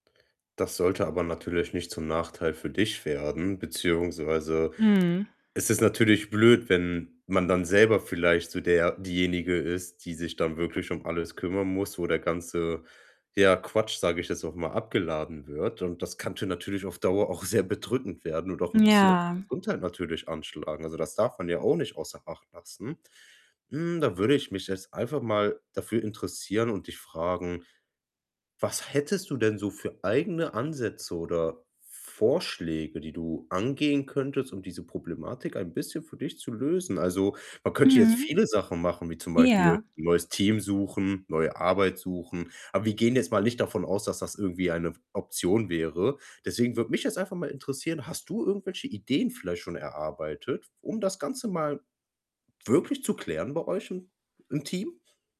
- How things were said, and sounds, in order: put-on voice: "Mhm"; laughing while speaking: "sehr"; distorted speech
- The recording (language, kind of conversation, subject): German, advice, Wie zeigt sich in deinem Team eine unfaire Arbeitsverteilung?